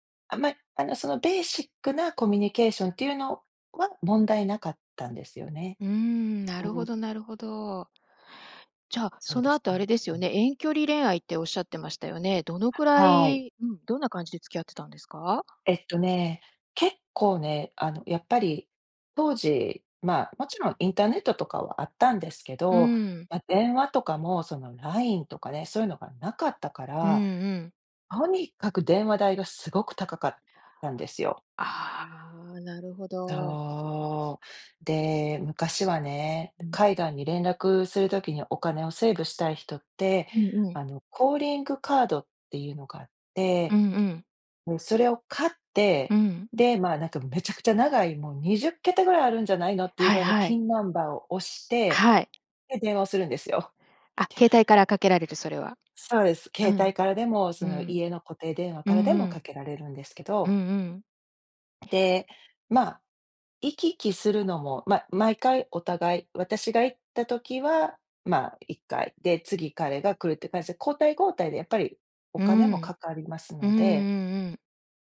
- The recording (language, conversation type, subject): Japanese, podcast, 誰かとの出会いで人生が変わったことはありますか？
- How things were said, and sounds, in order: tapping; other background noise